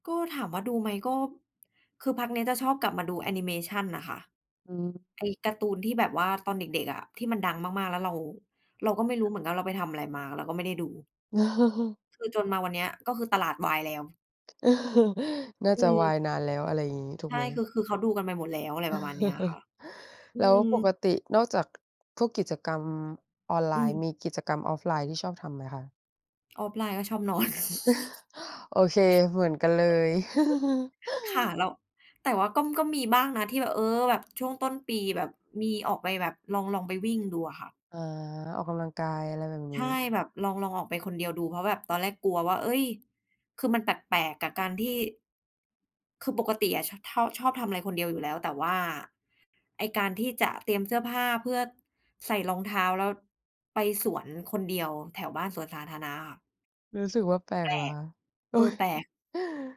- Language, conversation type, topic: Thai, unstructured, กิจกรรมใดช่วยให้คุณรู้สึกผ่อนคลายมากที่สุด?
- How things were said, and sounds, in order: other background noise; chuckle; chuckle; tapping; chuckle; unintelligible speech; chuckle